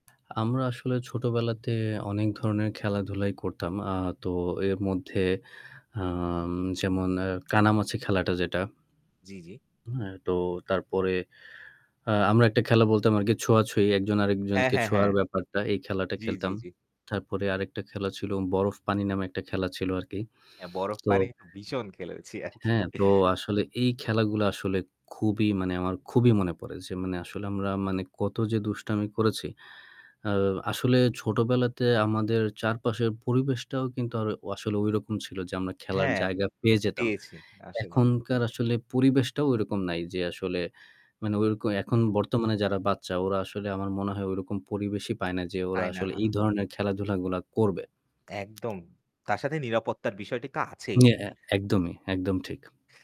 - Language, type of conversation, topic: Bengali, unstructured, আপনার সবচেয়ে প্রিয় শৈশবের স্মৃতিটি কী?
- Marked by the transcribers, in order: static; tapping; distorted speech; other background noise; laughing while speaking: "আরকি"; chuckle